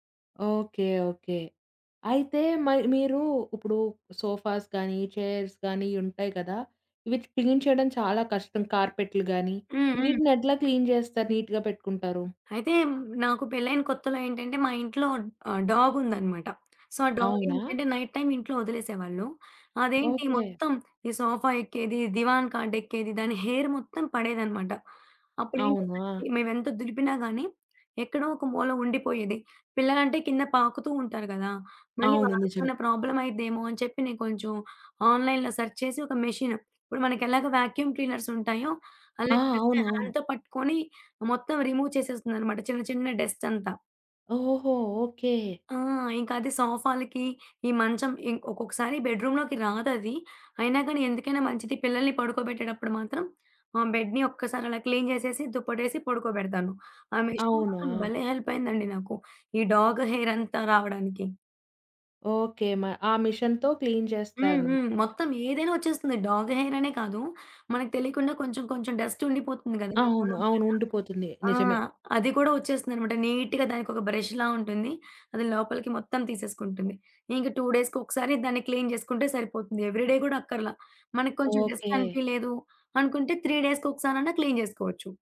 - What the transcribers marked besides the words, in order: in English: "సోఫాస్"; in English: "చైర్స్"; in English: "క్లీన్"; in English: "క్లీన్"; in English: "నీట్‌గా"; in English: "డాగ్"; in English: "సో"; in English: "డాగ్"; in English: "నైట్ టైమ్"; in English: "దివాన్ కాట్"; in English: "హెయిర్"; in English: "ప్రాబ్లమ్"; in English: "ఆన్‌లైన్‌లో సెర్చ్"; in English: "మెషిన్"; in English: "వాక్యూమ్ క్లీనర్స్"; in English: "జస్ట్ హ్యాండ్‌తో"; in English: "రిమూవ్"; in English: "డస్ట్"; in English: "బెడ్‌రూమ్‌లోకి"; in English: "బెడ్‌ని"; in English: "క్లీన్"; in English: "మెషిన్"; in English: "హెల్ప్"; in English: "డాగ్ హెయిర్"; in English: "మిషన్‌తో క్లీన్"; in English: "డాగ్ హెయిర్"; in English: "డస్ట్"; in English: "బ్రష్‌లా"; in English: "టూ డేస్‌కి"; in English: "క్లీన్"; tapping; in English: "ఎవ్రీడే"; in English: "డెస్ట్"; in English: "త్రీ డేస్‌కొకసారన్నా క్లీన్"
- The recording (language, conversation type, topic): Telugu, podcast, 10 నిమిషాల్లో రోజూ ఇల్లు సర్దేసేందుకు మీ చిట్కా ఏమిటి?